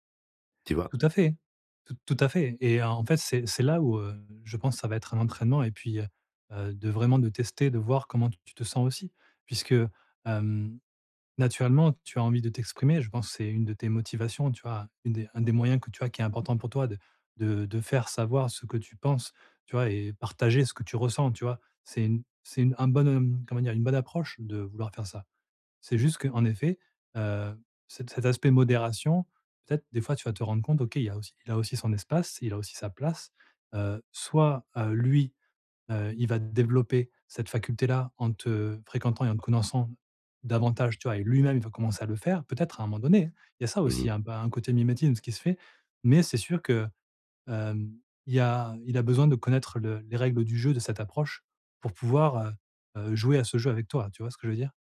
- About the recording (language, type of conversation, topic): French, advice, Comment puis-je m’assurer que l’autre se sent vraiment entendu ?
- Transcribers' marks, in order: stressed: "lui"; other background noise; "connaissant" said as "connanssant"